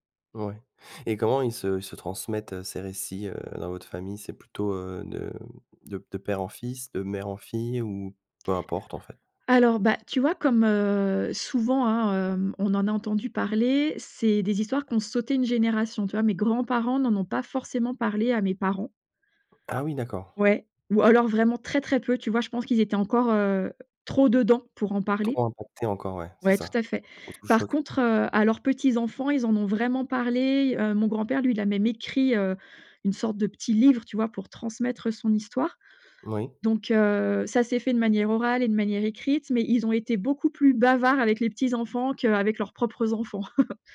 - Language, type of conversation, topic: French, podcast, Comment les histoires de guerre ou d’exil ont-elles marqué ta famille ?
- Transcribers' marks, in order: stressed: "dedans"; other background noise; unintelligible speech; chuckle